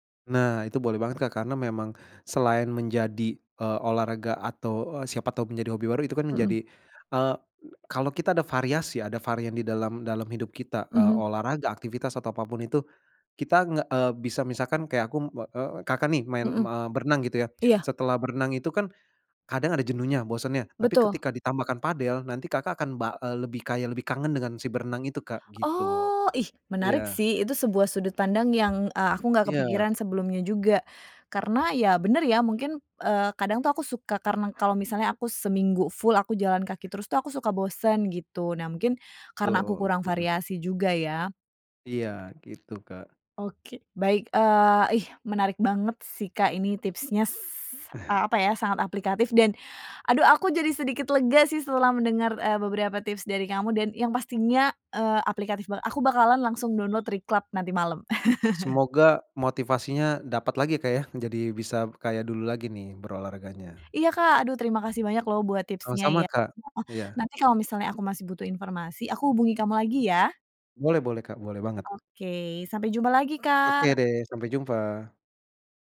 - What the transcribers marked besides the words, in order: other background noise; tapping; in English: "full"; "tipsnya" said as "tipsnyas"; chuckle; in English: "Reclub"; laugh
- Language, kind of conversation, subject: Indonesian, advice, Bagaimana saya bisa kembali termotivasi untuk berolahraga meski saya tahu itu penting?
- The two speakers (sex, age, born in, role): female, 30-34, Indonesia, user; male, 35-39, Indonesia, advisor